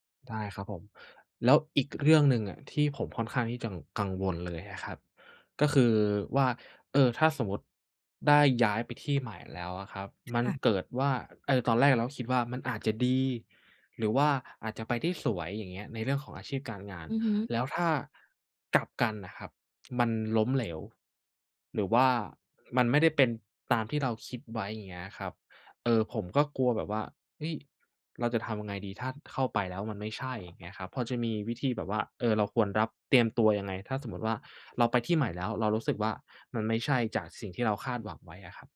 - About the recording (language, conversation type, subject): Thai, advice, คุณกลัวอะไรเกี่ยวกับการเริ่มงานใหม่หรือการเปลี่ยนสายอาชีพบ้าง?
- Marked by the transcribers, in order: "จะ" said as "จั่ง"